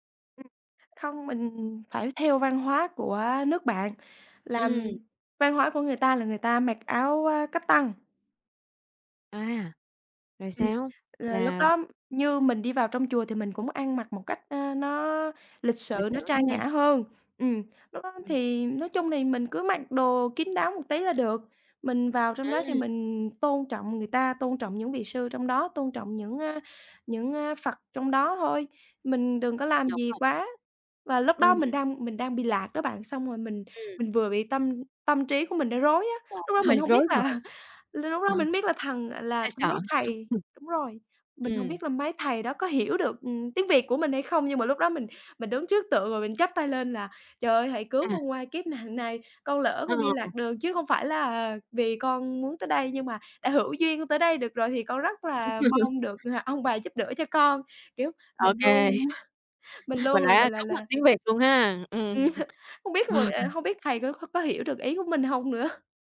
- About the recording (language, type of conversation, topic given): Vietnamese, podcast, Bạn đã từng đi du lịch một mình chưa, và cảm giác của bạn khi đó ra sao?
- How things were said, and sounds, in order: tapping; chuckle; laugh; laugh; laugh; chuckle; chuckle; laughing while speaking: "ừm"; laugh; chuckle